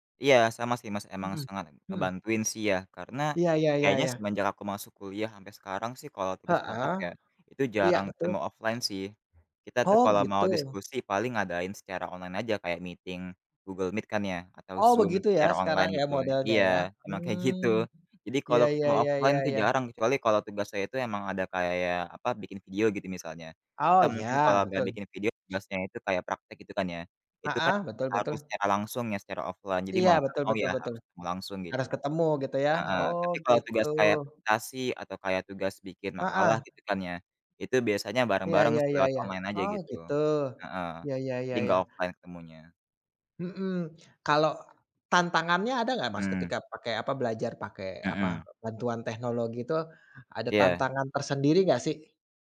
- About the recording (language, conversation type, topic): Indonesian, unstructured, Bagaimana teknologi dapat membuat belajar menjadi pengalaman yang menyenangkan?
- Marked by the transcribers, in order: other background noise; in English: "meeting"